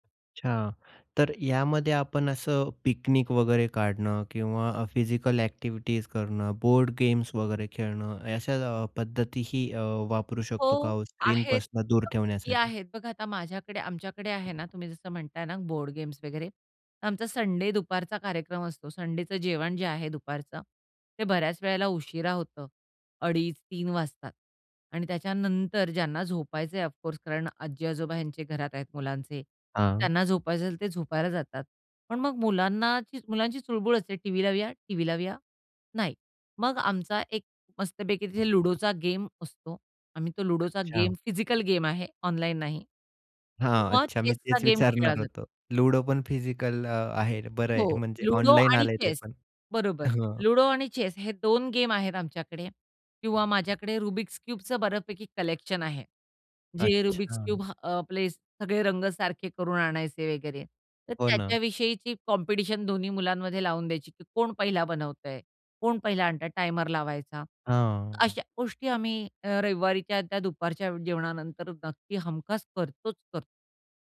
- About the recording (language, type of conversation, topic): Marathi, podcast, लहान मुलांसाठी स्क्रीन वापराचे नियम तुम्ही कसे ठरवता?
- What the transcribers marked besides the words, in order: unintelligible speech; tapping; other background noise; laughing while speaking: "विचारणार होतो"